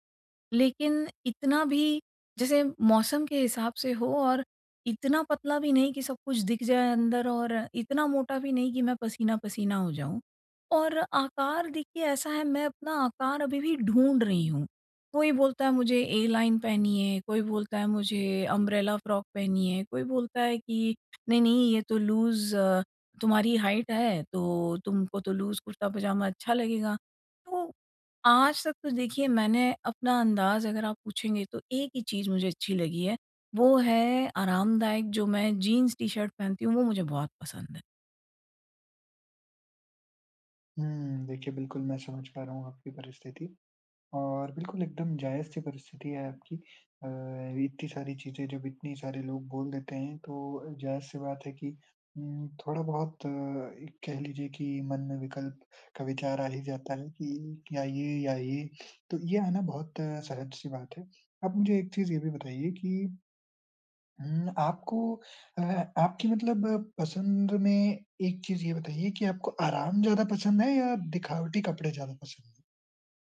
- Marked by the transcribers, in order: in English: "लूज़"; in English: "हाइट"; in English: "लूज़"; sniff
- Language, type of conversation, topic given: Hindi, advice, मैं सही साइज और फिट कैसे चुनूँ?